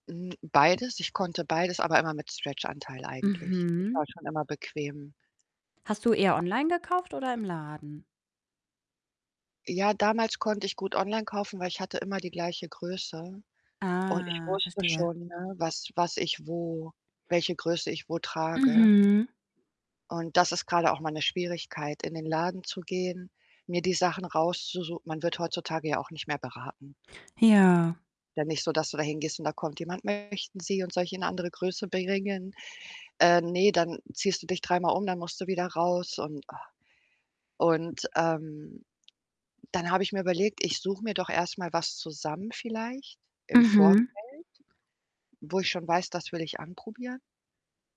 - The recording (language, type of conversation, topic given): German, advice, Wie finde ich Kleidung, die gut passt und mir gefällt?
- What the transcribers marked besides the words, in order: static; distorted speech; other background noise; unintelligible speech; drawn out: "Ah"